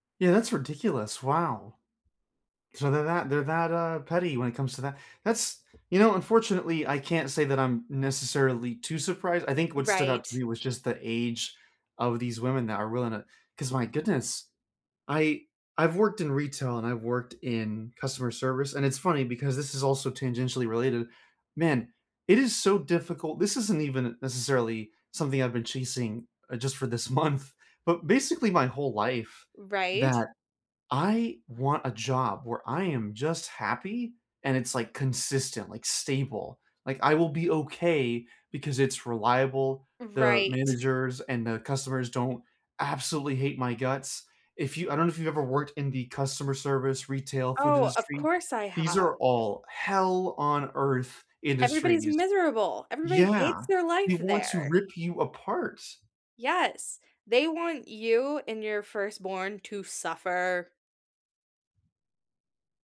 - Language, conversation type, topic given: English, unstructured, What small, meaningful goal are you working toward this month, and how can we support you?
- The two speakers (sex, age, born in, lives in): female, 30-34, United States, United States; male, 25-29, United States, United States
- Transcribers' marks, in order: tapping; laughing while speaking: "month"